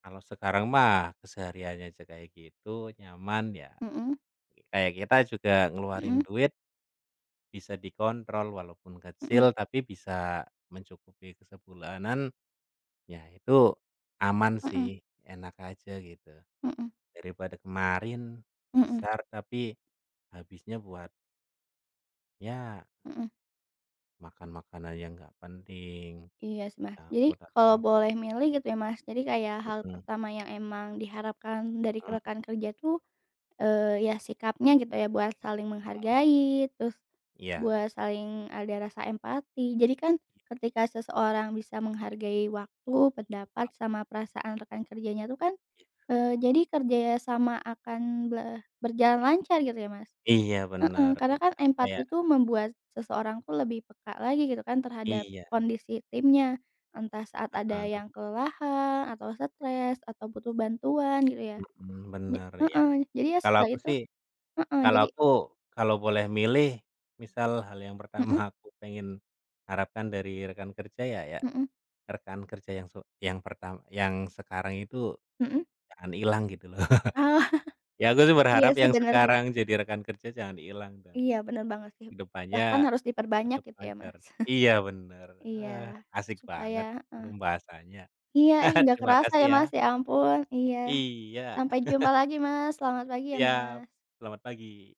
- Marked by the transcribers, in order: tapping; other background noise; laughing while speaking: "pertama"; laugh; chuckle; chuckle; chuckle
- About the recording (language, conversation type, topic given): Indonesian, unstructured, Apa yang paling kamu nikmati dari rekan kerjamu?